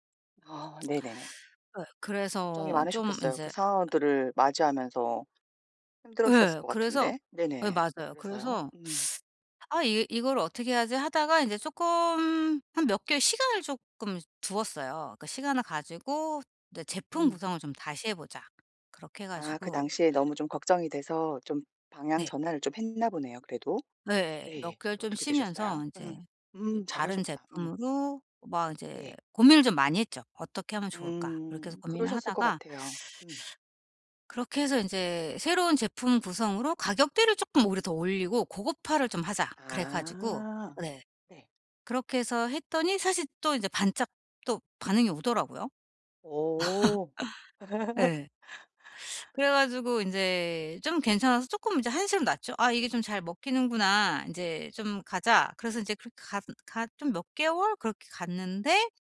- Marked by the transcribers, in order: tapping; other background noise; teeth sucking; laugh
- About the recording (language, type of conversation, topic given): Korean, advice, 걱정이 멈추지 않을 때, 걱정을 줄이고 해결에 집중하려면 어떻게 해야 하나요?